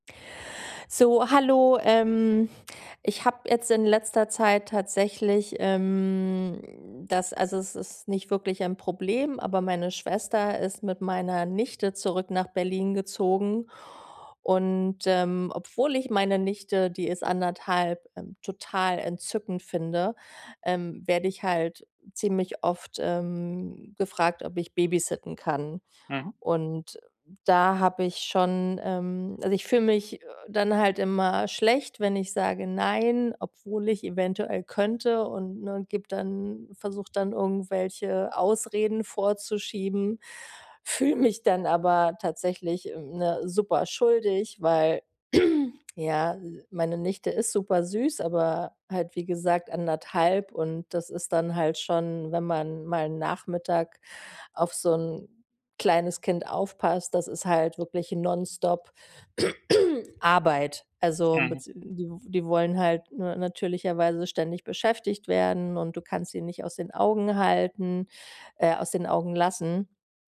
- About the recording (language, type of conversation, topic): German, advice, Wie kann ich bei der Pflege meiner alten Mutter Grenzen setzen, ohne mich schuldig zu fühlen?
- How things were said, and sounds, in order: throat clearing; throat clearing